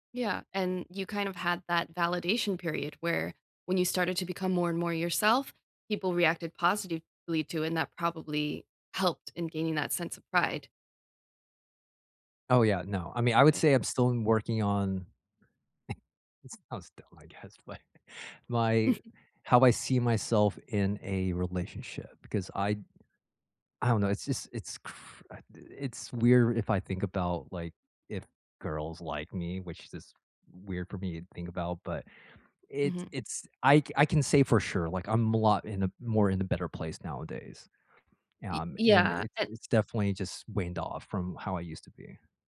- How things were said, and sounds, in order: tapping; chuckle; laughing while speaking: "like"; chuckle
- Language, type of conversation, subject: English, unstructured, How can you respectfully help others accept your identity?